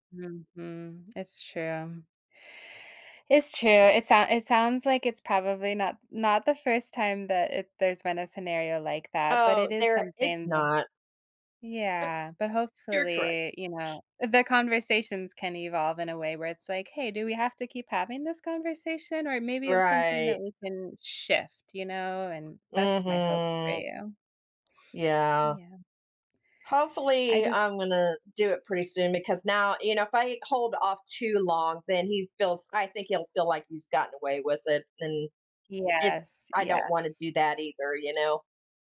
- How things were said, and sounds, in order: other noise; laugh; drawn out: "Right"; drawn out: "Mhm"
- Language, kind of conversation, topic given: English, advice, How do I approach a difficult conversation and keep it constructive?
- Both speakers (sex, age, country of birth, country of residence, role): female, 35-39, United States, United States, advisor; female, 60-64, United States, United States, user